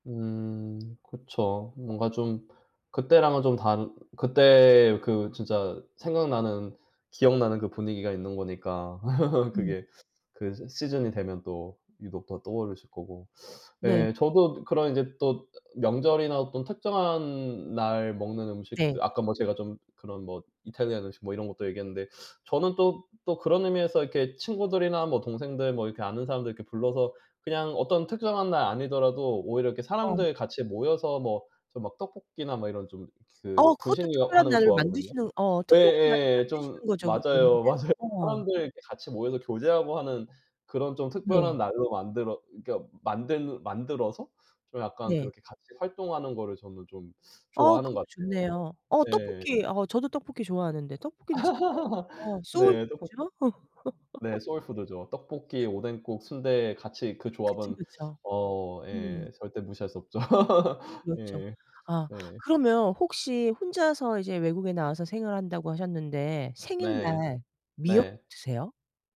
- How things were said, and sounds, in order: tapping; laugh; other noise; background speech; other background noise; laughing while speaking: "맞아요"; laugh; laugh; laugh
- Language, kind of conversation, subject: Korean, unstructured, 특별한 날에는 어떤 음식을 즐겨 드시나요?